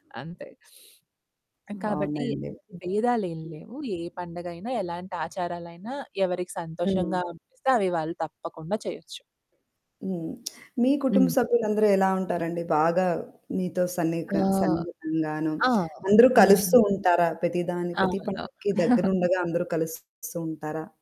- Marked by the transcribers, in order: sniff; static; other background noise; lip smack; chuckle
- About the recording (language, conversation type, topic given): Telugu, podcast, పండుగ రోజుల్లో స్నేహితులతో కలిసి తప్పక తినాల్సిన ఆహారం ఏది?
- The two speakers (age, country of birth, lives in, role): 25-29, India, India, guest; 35-39, India, India, host